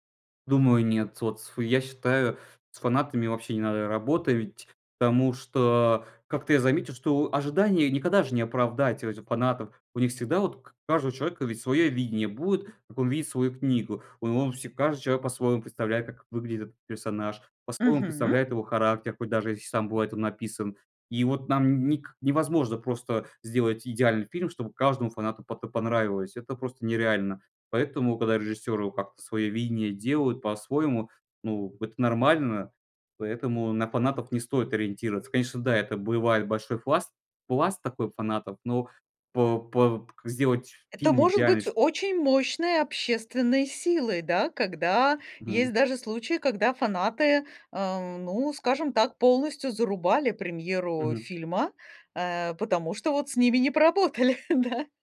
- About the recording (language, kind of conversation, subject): Russian, podcast, Как адаптировать книгу в хороший фильм без потери сути?
- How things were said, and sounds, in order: tapping; laughing while speaking: "не поработали, да"